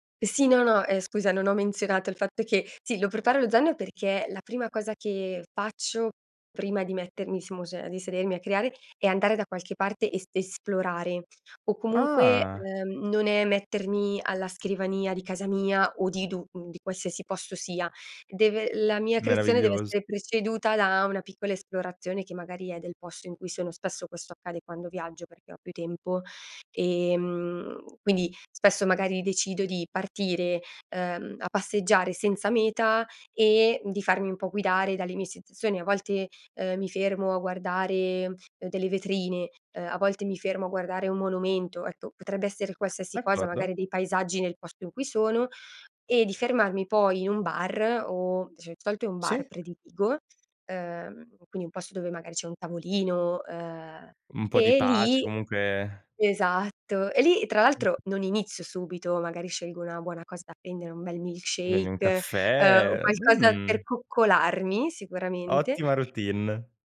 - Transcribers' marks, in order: unintelligible speech; other background noise; chuckle; in English: "milk shake"
- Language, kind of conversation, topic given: Italian, podcast, Hai una routine o un rito prima di metterti a creare?